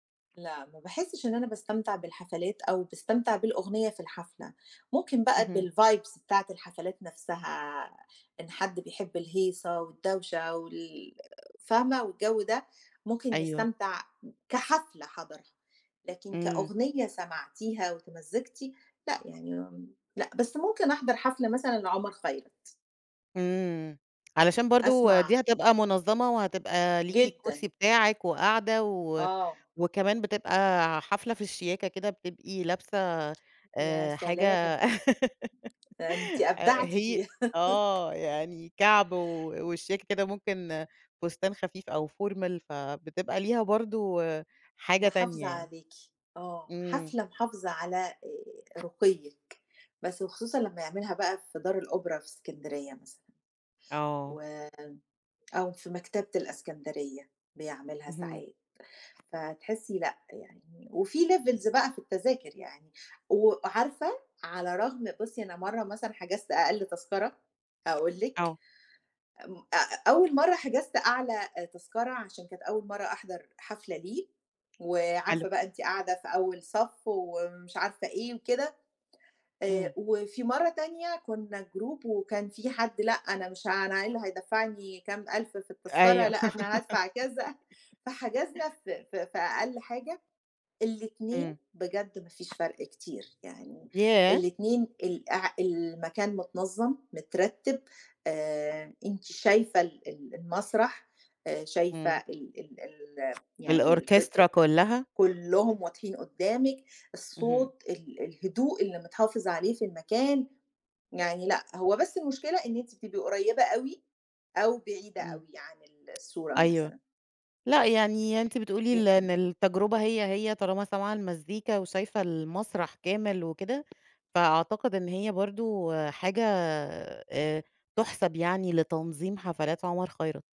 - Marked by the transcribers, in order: in English: "بالvibes"; tapping; laugh; in English: "formal"; in English: "levels"; in English: "group"; laugh
- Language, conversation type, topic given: Arabic, podcast, فيه أغنية بتودّيك فورًا لذكرى معيّنة؟